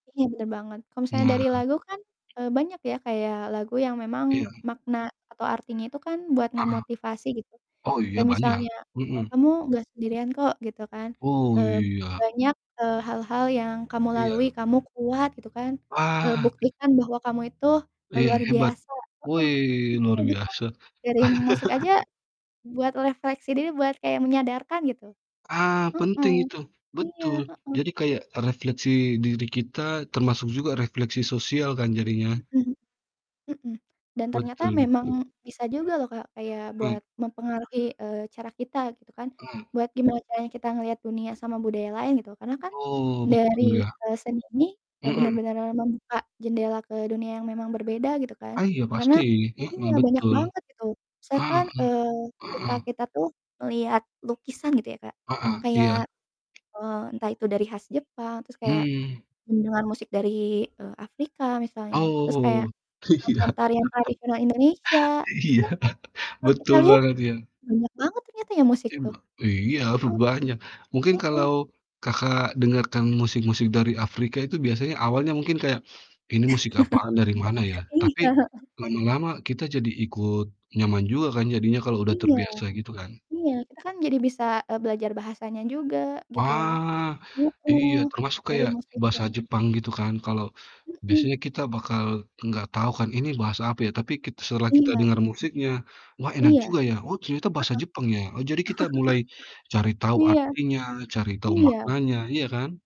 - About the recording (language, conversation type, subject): Indonesian, unstructured, Mengapa menurutmu seni penting dalam kehidupan?
- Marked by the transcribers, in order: tapping; distorted speech; mechanical hum; other background noise; laugh; static; laughing while speaking: "iya"; chuckle; laughing while speaking: "Iya"; chuckle; chuckle; laughing while speaking: "Iya, heeh"; chuckle